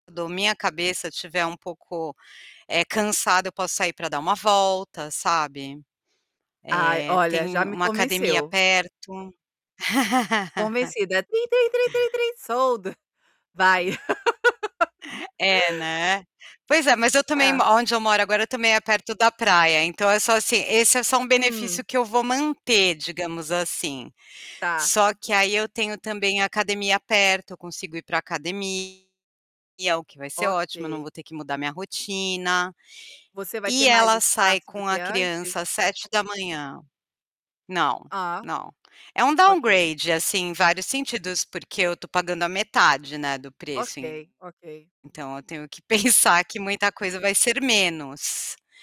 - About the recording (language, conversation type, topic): Portuguese, advice, Qual é a sua dúvida sobre morar juntos?
- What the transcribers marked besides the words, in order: static; other background noise; laugh; in English: "sold"; laugh; distorted speech; in English: "downgrade"; laughing while speaking: "pensar"